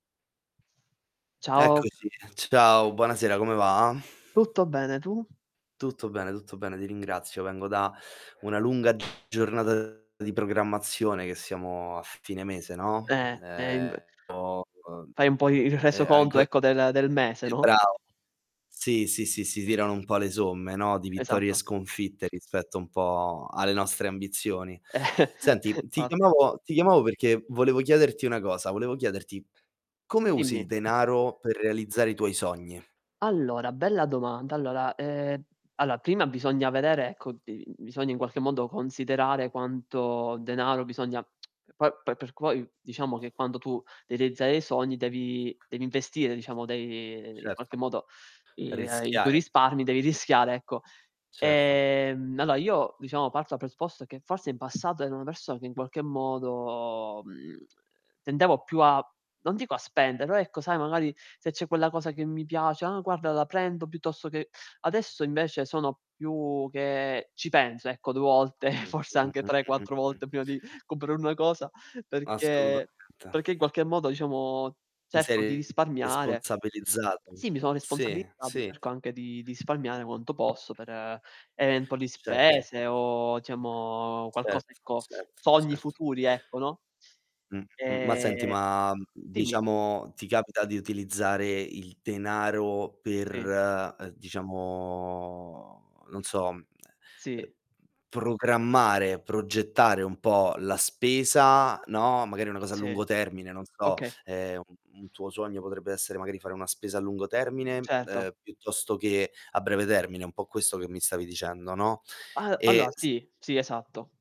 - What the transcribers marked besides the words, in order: other background noise; distorted speech; chuckle; "Allora" said as "allola"; "allora" said as "alloa"; tsk; "devi" said as "dei"; "realizzare" said as "reizzare"; "allora" said as "alloa"; chuckle; "risparmiare" said as "sparmiare"; "Certo" said as "cet"; "certo" said as "cet"; "diciamo" said as "ciemo"; drawn out: "diciamo"; "allora" said as "alloa"
- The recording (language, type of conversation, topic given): Italian, unstructured, Come usi il denaro per realizzare i tuoi sogni?